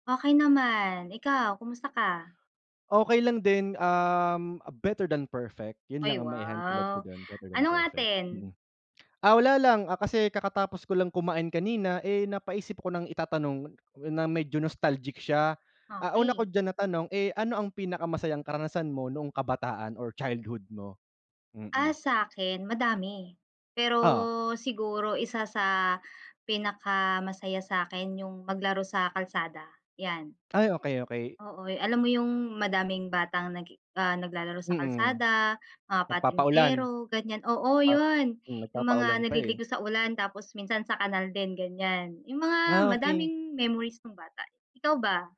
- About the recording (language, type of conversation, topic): Filipino, unstructured, Ano ang pinakamasayang karanasan mo noong kabataan mo?
- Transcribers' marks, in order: other background noise; in English: "nostalgic"